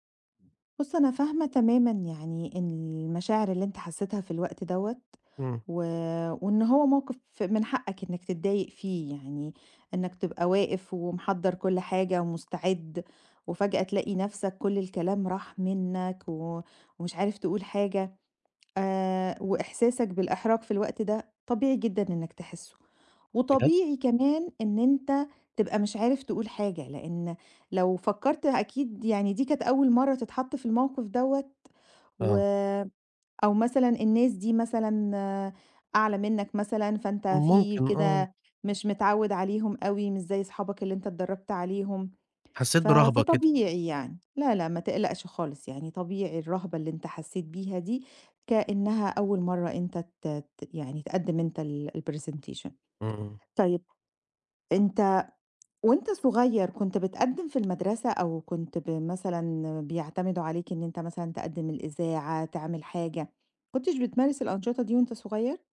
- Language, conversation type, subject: Arabic, advice, إزاي أقدر أتغلب على خوفي من الكلام قدام ناس في الشغل؟
- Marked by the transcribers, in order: in English: "الpresentation"; tapping; other background noise